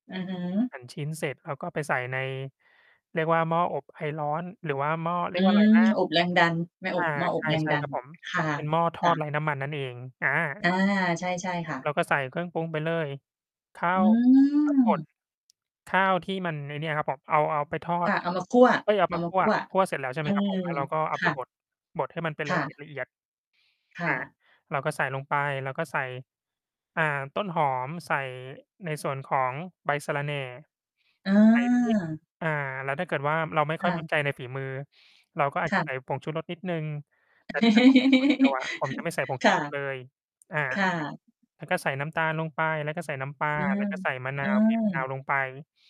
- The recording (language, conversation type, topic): Thai, unstructured, คุณรู้สึกอย่างไรเมื่อทำอาหารเป็นงานอดิเรก?
- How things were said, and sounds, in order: distorted speech; other background noise; tapping; laugh